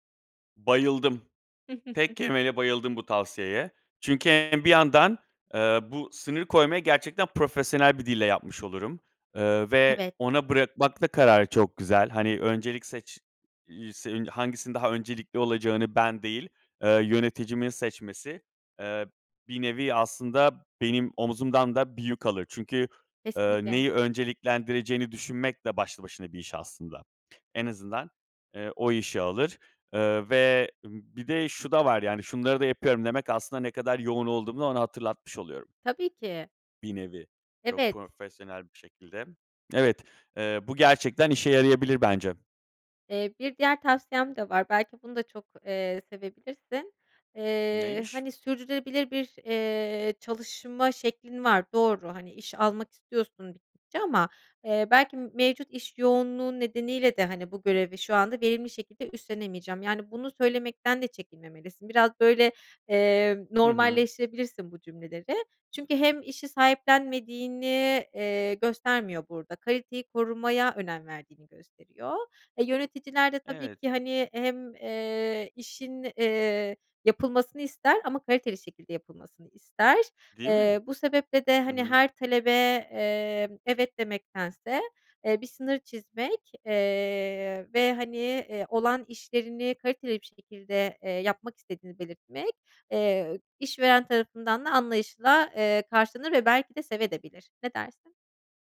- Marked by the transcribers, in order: chuckle; other background noise
- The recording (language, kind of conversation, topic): Turkish, advice, İş yüküm arttığında nasıl sınır koyabilir ve gerektiğinde bazı işlerden nasıl geri çekilebilirim?